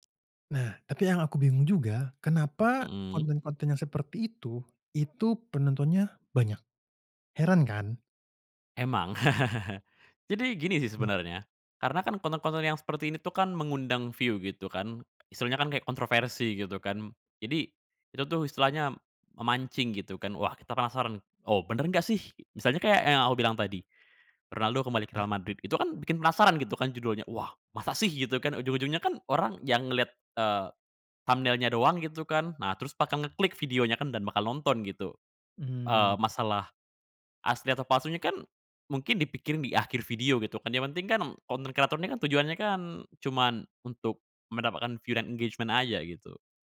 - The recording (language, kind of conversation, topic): Indonesian, podcast, Apa yang membuat konten influencer terasa asli atau palsu?
- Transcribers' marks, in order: chuckle; other background noise; in English: "view"; in English: "thumbnail-nya"; tapping; in English: "view"; in English: "engagement"